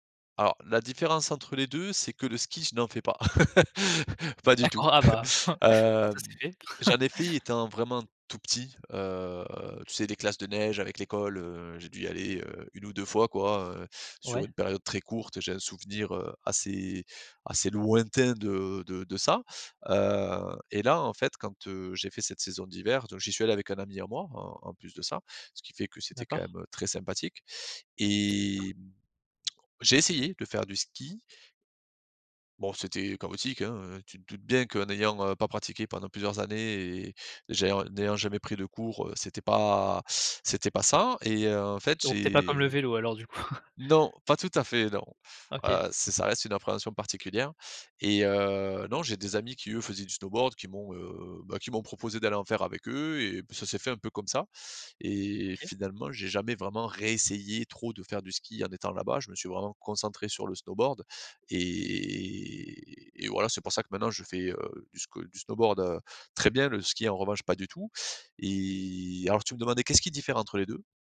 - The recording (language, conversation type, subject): French, podcast, Quel est ton meilleur souvenir de voyage ?
- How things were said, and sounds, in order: chuckle; other background noise; chuckle; chuckle; tapping; drawn out: "et"; drawn out: "Et"